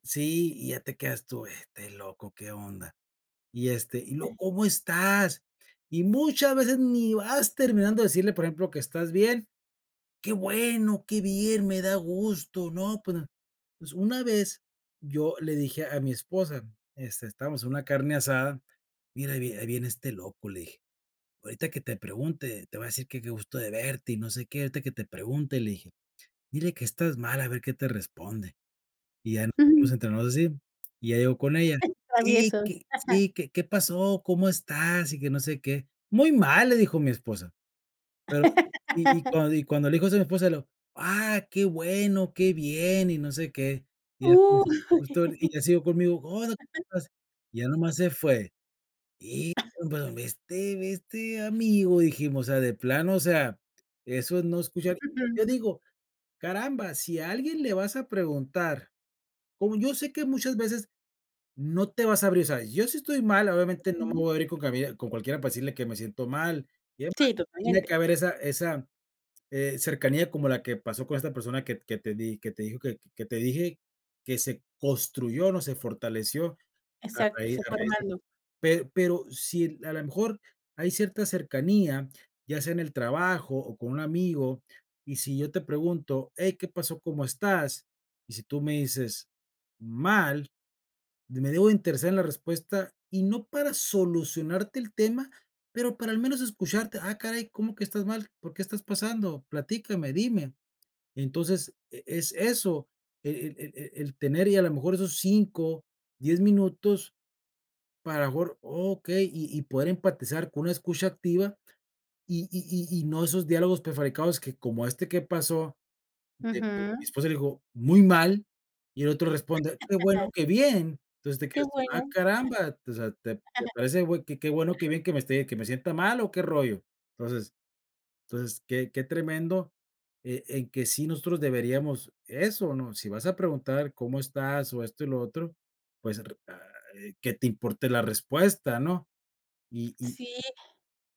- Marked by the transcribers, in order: other background noise; chuckle; laugh; stressed: "Uh"; laugh; tapping; unintelligible speech; laugh; chuckle
- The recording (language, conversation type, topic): Spanish, podcast, ¿Cómo usar la escucha activa para fortalecer la confianza?